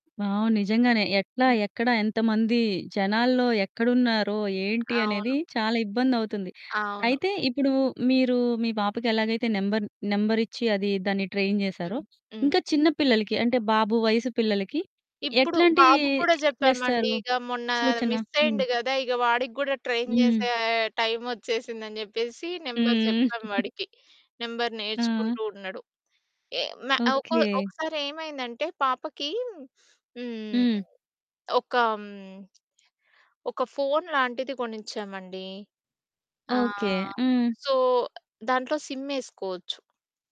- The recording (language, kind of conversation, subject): Telugu, podcast, ఒకసారి చిన్నపిల్లలతో కలిసి బయటికి వెళ్లినప్పుడు మీరు దారి తప్పిన సంఘటనను చెప్పగలరా?
- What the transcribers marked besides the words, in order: static; in English: "వావ్!"; other background noise; in English: "ట్రైన్"; in English: "ట్రైన్"; giggle; in English: "సో"